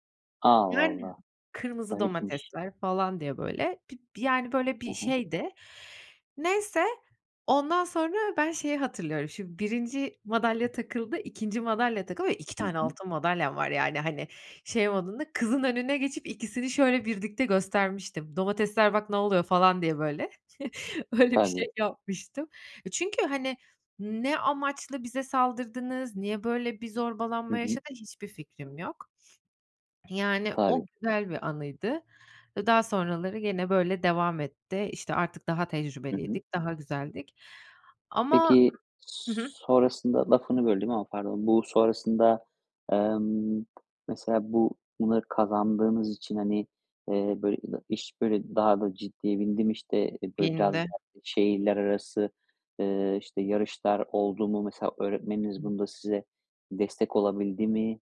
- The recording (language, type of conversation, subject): Turkish, podcast, Bir öğretmen seni en çok nasıl etkiler?
- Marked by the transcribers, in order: other background noise; chuckle; laughing while speaking: "Öyle bir şey yapmıştım"; sniff